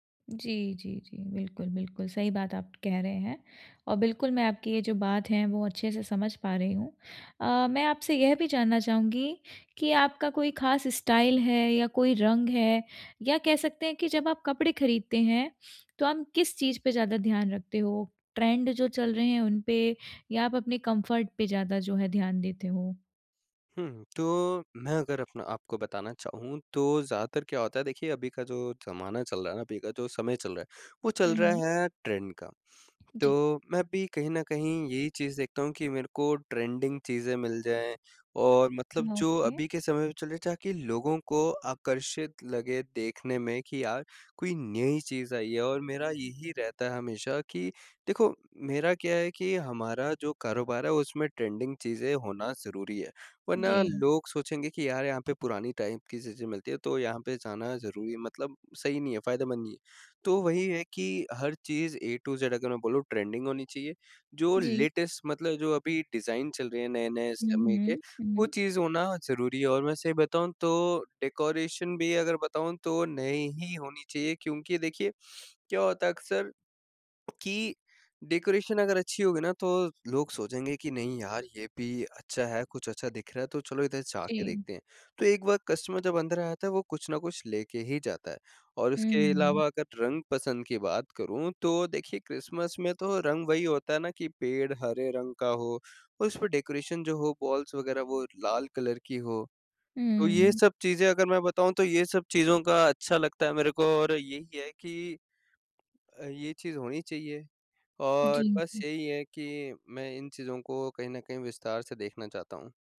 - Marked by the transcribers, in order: in English: "स्टाइल"; tapping; in English: "ट्रेंड"; in English: "कम्फर्ट"; in English: "ट्रेंड"; in English: "ट्रेंडिंग"; in English: "ओके"; in English: "ट्रेंडिंग"; in English: "टाइप"; in English: "ए टू ज़"; in English: "ट्रेंडिंग"; in English: "लेटेस्ट"; in English: "डिज़ाइन"; in English: "डेकोरेशन"; in English: "डेकोरेशन"; in English: "कस्टमर"; in English: "डेकोरेशन"; in English: "बॉल्स"; in English: "कलर"
- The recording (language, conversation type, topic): Hindi, advice, कम बजट में खूबसूरत कपड़े, उपहार और घर की सजावट की चीजें कैसे ढूंढ़ूँ?